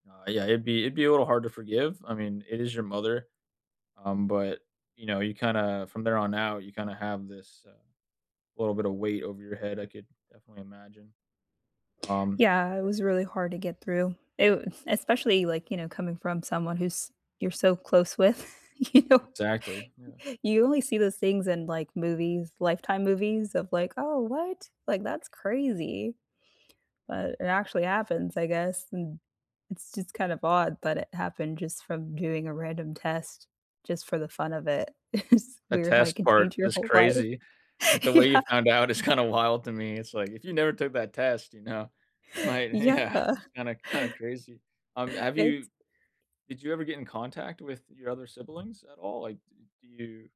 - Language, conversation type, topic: English, unstructured, What is your reaction when a family member breaks your trust?
- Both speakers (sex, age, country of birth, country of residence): female, 35-39, United States, United States; male, 30-34, United States, United States
- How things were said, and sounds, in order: other background noise; laughing while speaking: "with you"; laughing while speaking: "It's"; laughing while speaking: "Yeah"; laughing while speaking: "is kinda"; tapping; laughing while speaking: "Yeah"